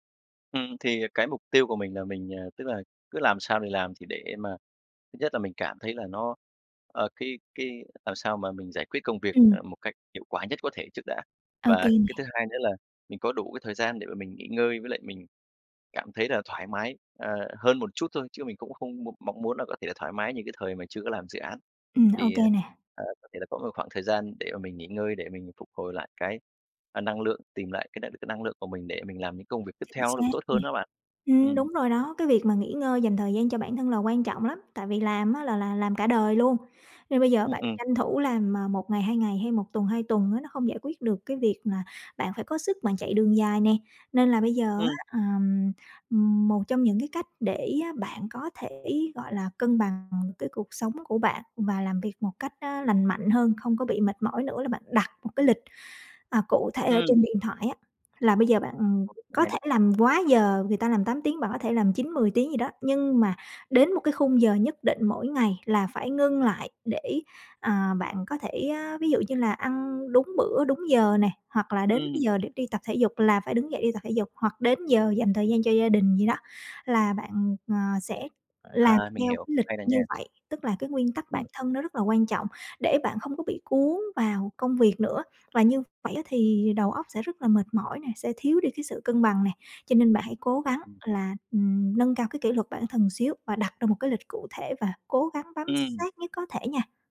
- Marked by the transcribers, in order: tapping; other background noise
- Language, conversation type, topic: Vietnamese, advice, Làm sao để vượt qua tình trạng kiệt sức tinh thần khiến tôi khó tập trung làm việc?